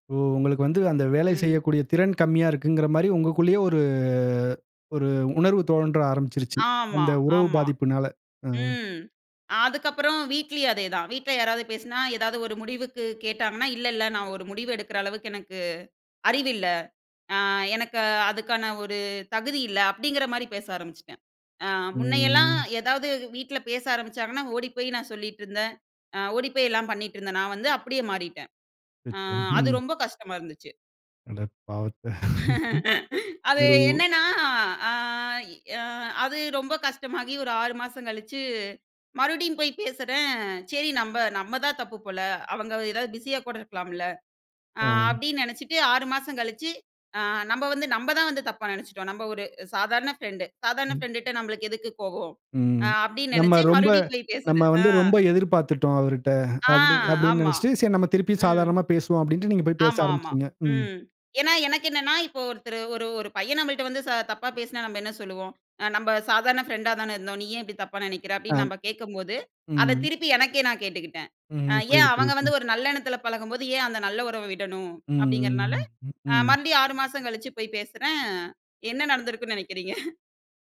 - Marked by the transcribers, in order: drawn out: "ஒரு"; unintelligible speech; laugh; laughing while speaking: "என்ன நடந்திருக்கும்ன்னு நெனைக்கிறீங்க?"
- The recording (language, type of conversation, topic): Tamil, podcast, ஒரு உறவு முடிந்ததற்கான வருத்தத்தை எப்படிச் சமாளிக்கிறீர்கள்?